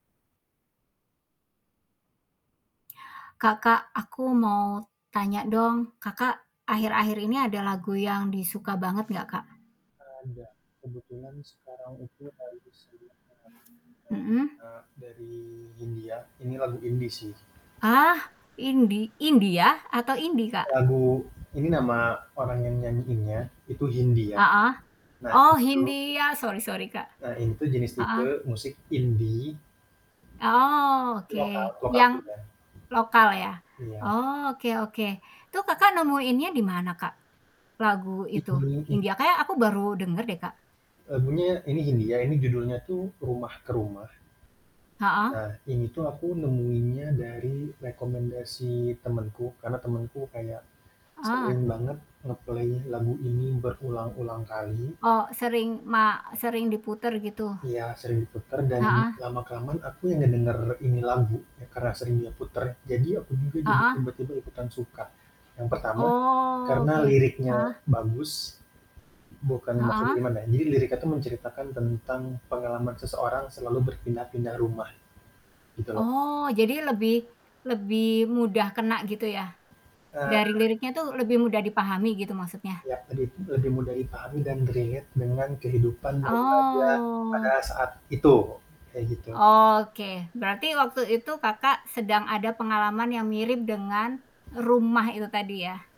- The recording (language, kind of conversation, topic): Indonesian, podcast, Bagaimana biasanya kamu menemukan lagu baru yang kamu suka?
- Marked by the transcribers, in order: other background noise; static; distorted speech; tapping; unintelligible speech; unintelligible speech; in English: "nge-play"; in English: "relate"; drawn out: "Oh"; other animal sound